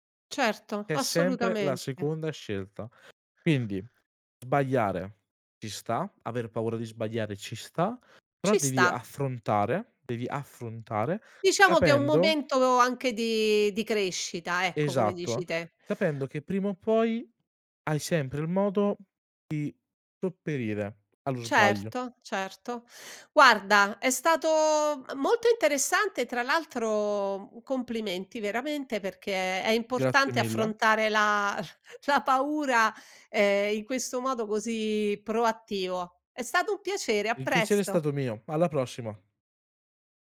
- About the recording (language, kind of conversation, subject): Italian, podcast, Come affronti la paura di sbagliare una scelta?
- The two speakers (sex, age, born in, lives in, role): female, 60-64, Italy, Italy, host; male, 20-24, Italy, Italy, guest
- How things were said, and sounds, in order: chuckle